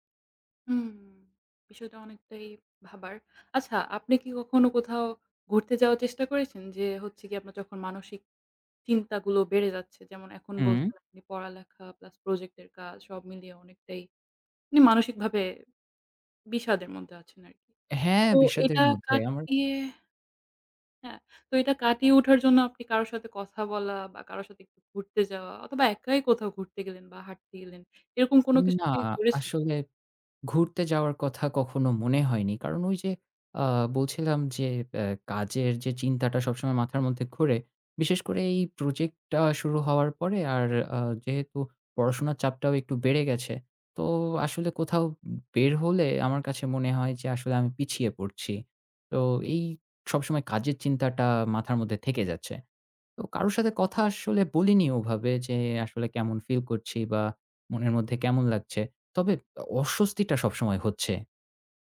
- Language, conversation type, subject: Bengali, advice, স্বাস্থ্যকর রুটিন শুরু করার জন্য আমার অনুপ্রেরণা কেন কম?
- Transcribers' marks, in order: tapping; other background noise; drawn out: "হ্যাঁ"